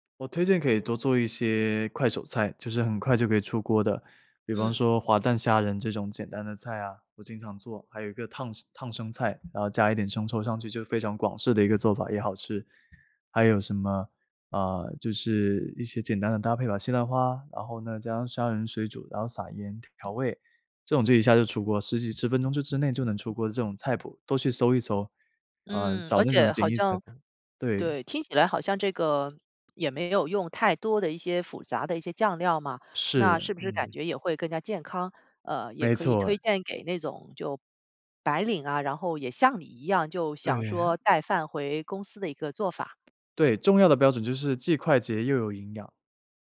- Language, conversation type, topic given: Chinese, podcast, 你是怎么开始学做饭的？
- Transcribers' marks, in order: other background noise